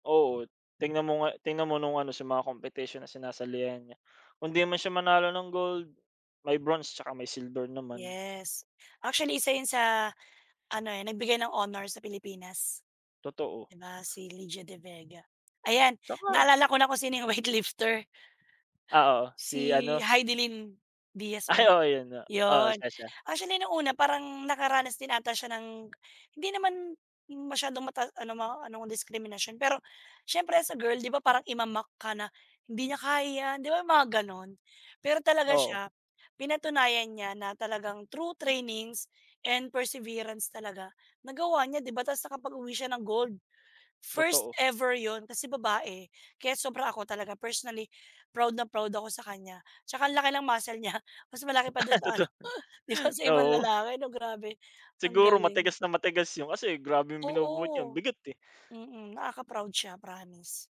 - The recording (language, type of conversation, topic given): Filipino, unstructured, Sa palagay mo, may diskriminasyon ba sa palakasan laban sa mga babae?
- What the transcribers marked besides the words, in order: laughing while speaking: "'yung weight lifter"; in English: "through trainings and perseverance"; laughing while speaking: "niya"; laugh; laughing while speaking: "sa ano"